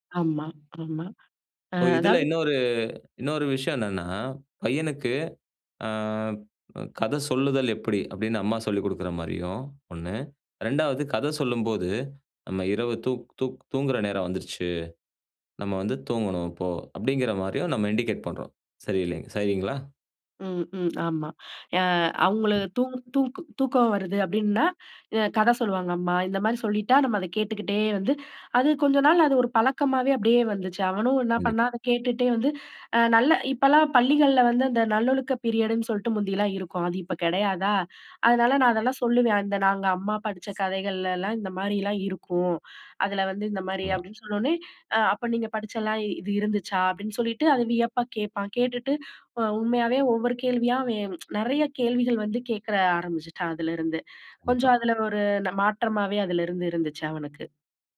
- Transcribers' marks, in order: in English: "இண்டிகேட்"; other background noise; other noise; tsk
- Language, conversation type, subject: Tamil, podcast, மிதமான உறக்கம் உங்கள் நாளை எப்படி பாதிக்கிறது என்று நீங்கள் நினைக்கிறீர்களா?